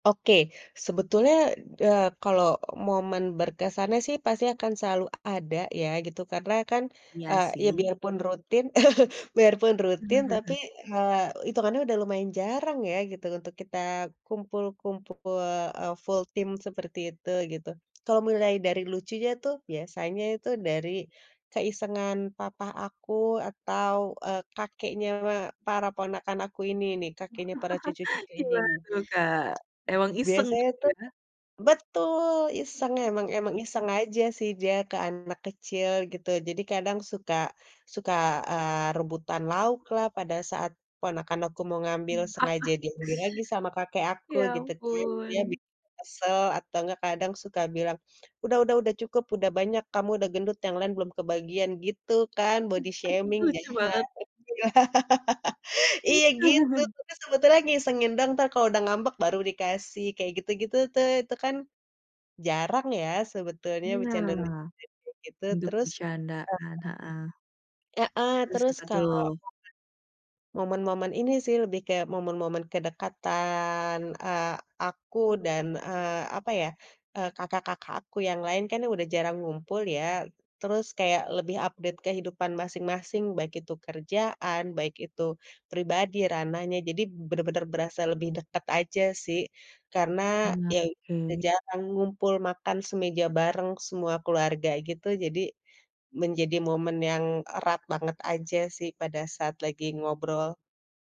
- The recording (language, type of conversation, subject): Indonesian, podcast, Kegiatan sederhana apa yang bisa dilakukan bersama keluarga dan tetap berkesan?
- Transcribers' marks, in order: chuckle; in English: "full team"; tapping; chuckle; chuckle; laugh; chuckle; in English: "Body shaming"; background speech; laugh; chuckle; unintelligible speech; in English: "update"